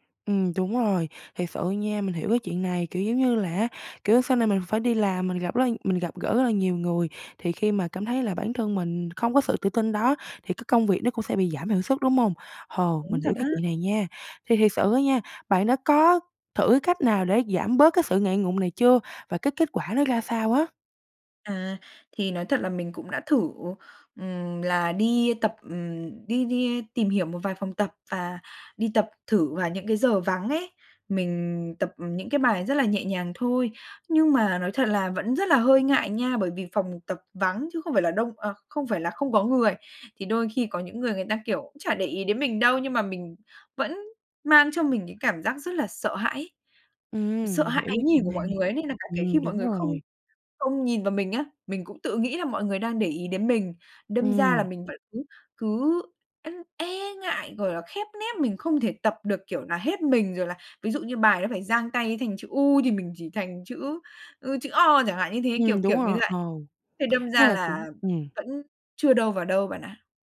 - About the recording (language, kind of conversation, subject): Vietnamese, advice, Tôi ngại đến phòng tập gym vì sợ bị đánh giá, tôi nên làm gì?
- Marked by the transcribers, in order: unintelligible speech; tapping